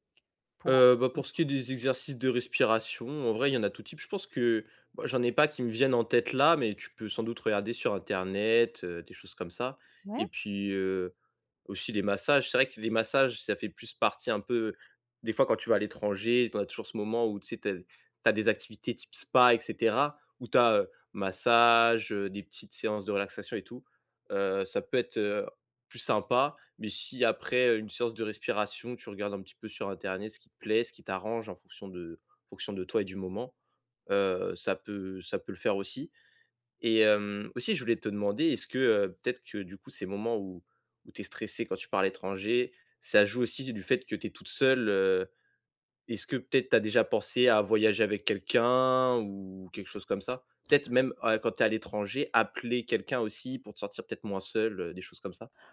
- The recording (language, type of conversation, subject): French, advice, Comment puis-je réduire mon anxiété liée aux voyages ?
- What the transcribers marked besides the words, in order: stressed: "Internet"